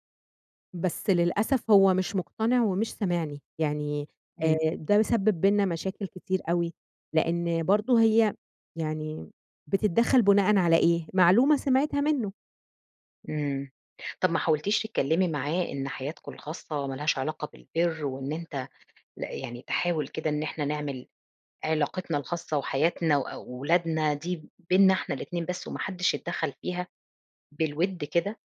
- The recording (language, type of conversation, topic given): Arabic, advice, إزاي ضغوط العيلة عشان أمشي مع التقاليد بتخلّيني مش عارفة أكون على طبيعتي؟
- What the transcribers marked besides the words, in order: none